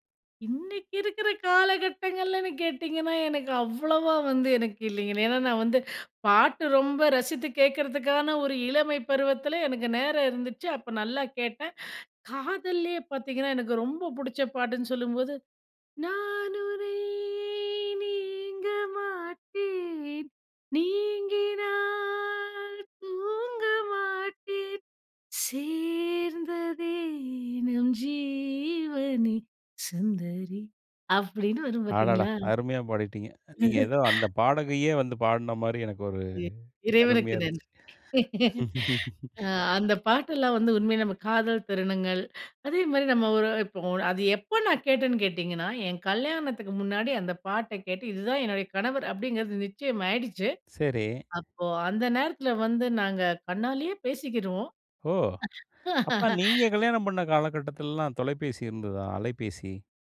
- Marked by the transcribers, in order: singing: "நான் உனை நீங்க மாட்டேன், நீங்கினால் தூங்க மாட்டேன், சேர்ந்ததே நம் ஜீவனே! சுந்தரி"; laugh; chuckle; other background noise; laugh; laugh
- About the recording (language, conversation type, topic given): Tamil, podcast, விழா அல்லது திருமணம் போன்ற நிகழ்ச்சிகளை நினைவூட்டும் பாடல் எது?